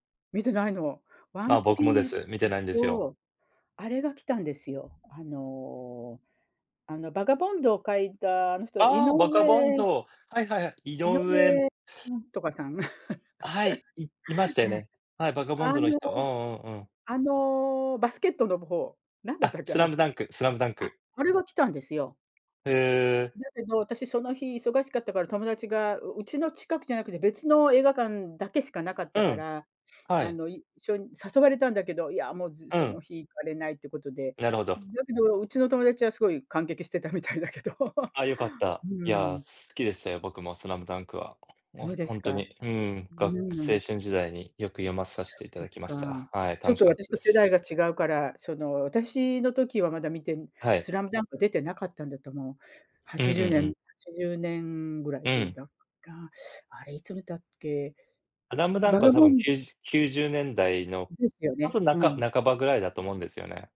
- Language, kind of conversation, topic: Japanese, unstructured, 映画を観て泣いたことはありますか？それはどんな場面でしたか？
- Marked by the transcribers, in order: laughing while speaking: "さん"; chuckle; laughing while speaking: "みたいだけど"; chuckle; other background noise